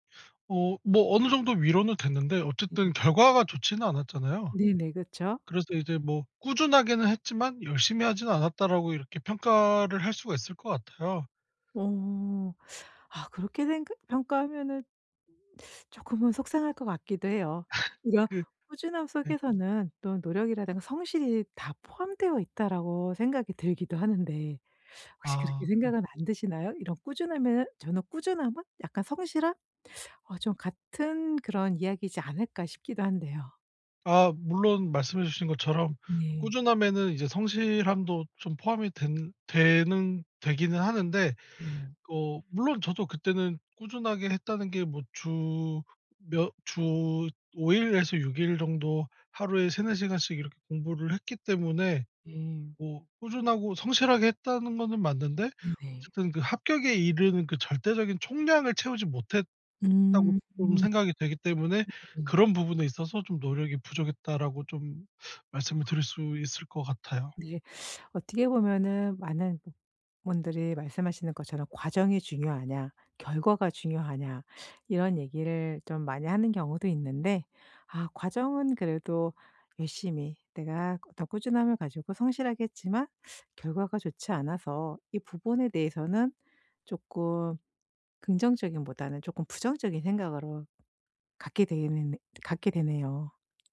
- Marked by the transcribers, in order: other background noise; laugh; teeth sucking
- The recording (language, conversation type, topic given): Korean, podcast, 요즘 꾸준함을 유지하는 데 도움이 되는 팁이 있을까요?